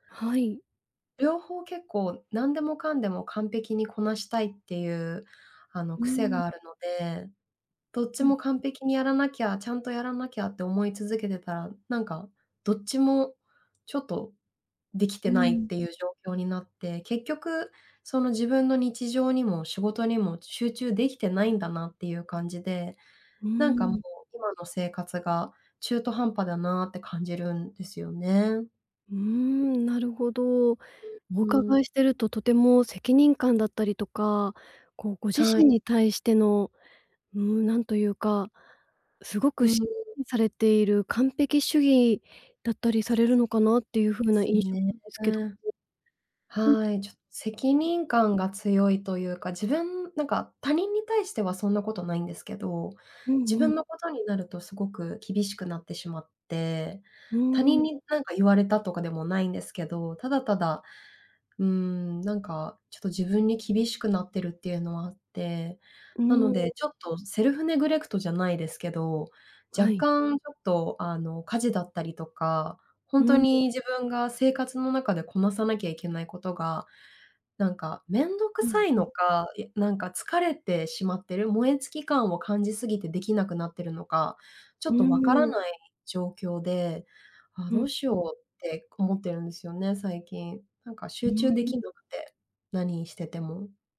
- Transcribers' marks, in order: alarm; other background noise; unintelligible speech; other noise
- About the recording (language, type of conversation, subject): Japanese, advice, 燃え尽き感が強くて仕事や日常に集中できないとき、どうすれば改善できますか？